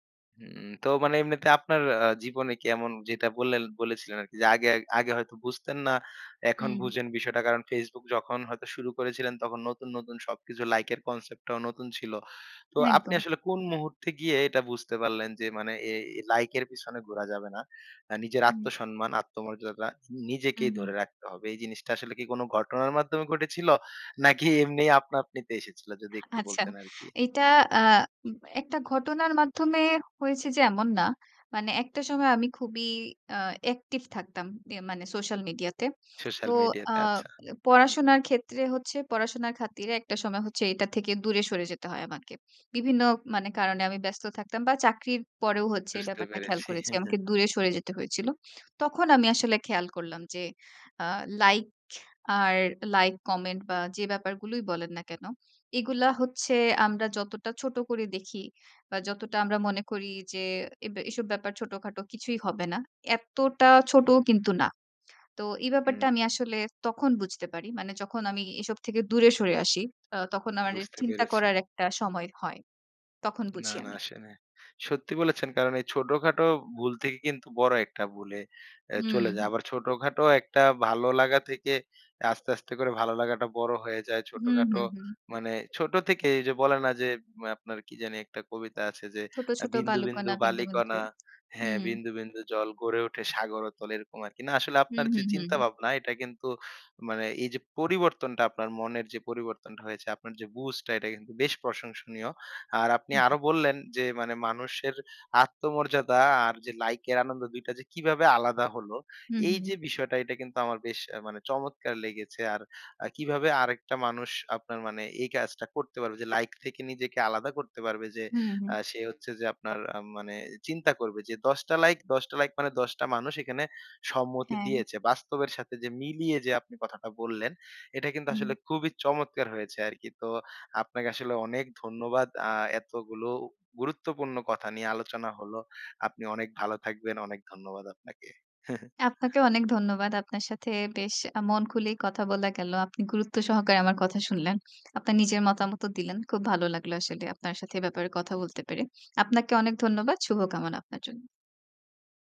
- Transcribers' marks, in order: scoff; chuckle; tapping; chuckle
- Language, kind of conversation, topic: Bengali, podcast, লাইকের সংখ্যা কি তোমার আত্মমর্যাদাকে প্রভাবিত করে?